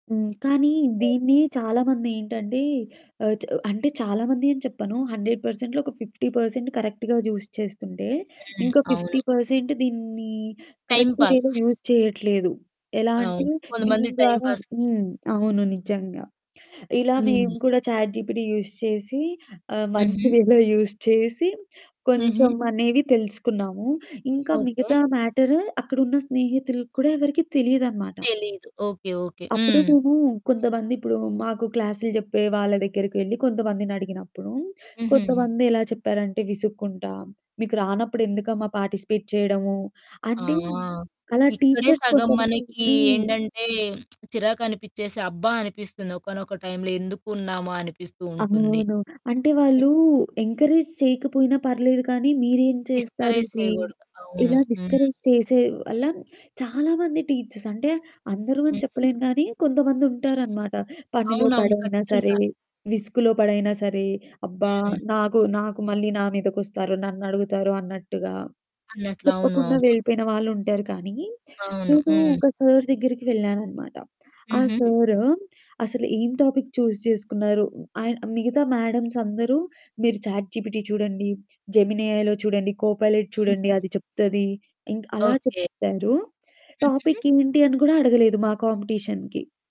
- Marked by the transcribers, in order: tapping; static; in English: "హండ్రెడ్ పర్సెంట్‌లో"; in English: "ఫిఫ్టీ పర్సెంట్ కరెక్ట్‌గా యూజ్"; other background noise; in English: "ఫిఫ్టీ పర్సెంట్"; in English: "టైమ్ పాస్"; in English: "కరెక్ట్ వేలో యూజ్"; in English: "టైమ్ పాస్‌కి"; in English: "చాట్‌జీపీటీ యూజ్"; chuckle; in English: "వేలో యూజ్"; in English: "పార్టిసిపేట్"; in English: "టీచర్స్"; lip smack; in English: "ఎంకరేజ్"; in English: "డిస్కరేజ్"; in English: "డిస్కరేజ్"; in English: "టీచర్స్"; distorted speech; in English: "టాపిక్ చూజ్"; in English: "మ్యాడమ్స్"; in English: "చాట్‌జీబీటీ"; in English: "జెమిని ఎఐలో"; in English: "కో పైలెట్"; in English: "కాంపిటీషన్‌కి"
- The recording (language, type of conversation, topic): Telugu, podcast, సరైన మార్గదర్శకుడిని గుర్తించడానికి మీరు ఏ అంశాలను పరిగణలోకి తీసుకుంటారు?